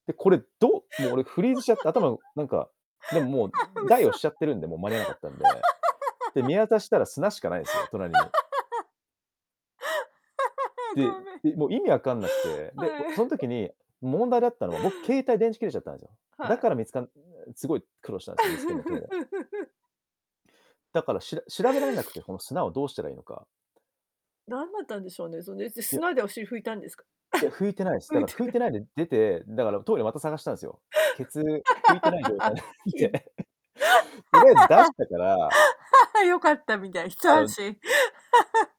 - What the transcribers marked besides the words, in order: laugh; laugh; laughing while speaking: "はい"; chuckle; laugh; chuckle; laughing while speaking: "拭いてる"; laugh; laughing while speaking: "良かったみたいな、一安心"; laughing while speaking: "状態で"; laugh; laugh
- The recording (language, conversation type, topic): Japanese, podcast, 迷った末に見つけた美味しい食べ物はありますか？